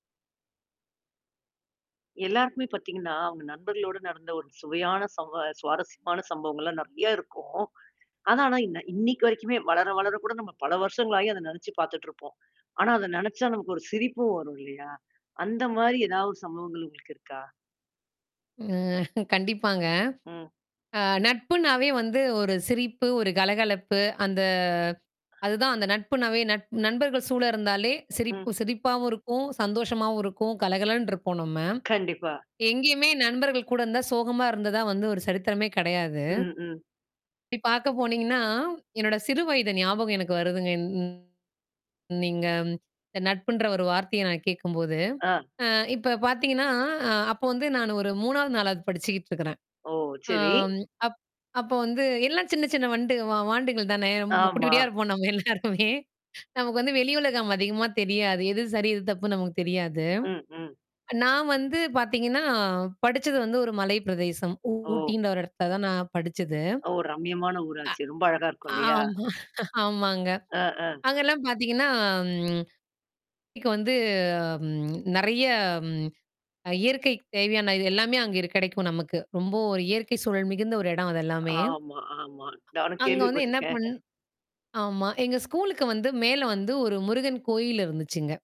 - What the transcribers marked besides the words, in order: mechanical hum; chuckle; other background noise; distorted speech; "வாண்டு" said as "வண்டு"; tapping; laughing while speaking: "நம்ம எல்லாருமே"; laughing while speaking: "ஆமா, ஆமாங்க"; drawn out: "பாத்தீங்கன்னா"; drawn out: "நெறையா"; laughing while speaking: "கேள்விப்பட்டிருக்கேன்"
- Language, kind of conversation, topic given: Tamil, podcast, அந்த கால நட்புகளில் உங்களுடன் நடந்த சிரிப்பை வரவழைக்கும் சம்பவம் எது?